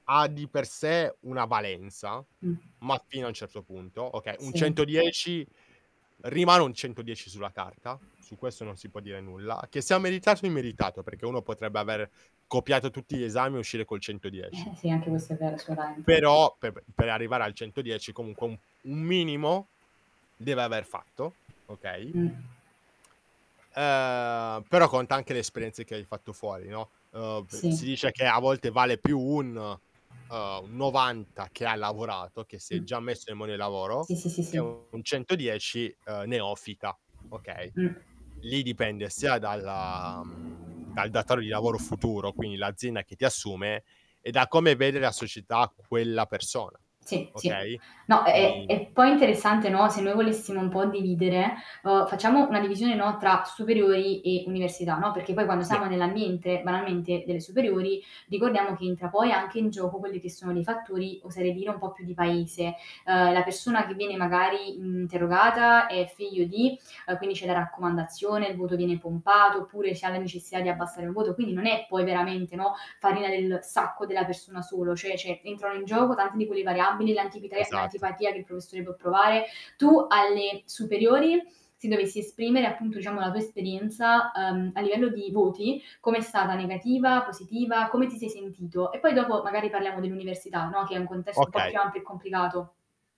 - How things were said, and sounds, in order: static; distorted speech; tapping; lip smack; other background noise; "cioè" said as "ceh"
- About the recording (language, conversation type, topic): Italian, podcast, I voti misurano davvero quanto hai imparato?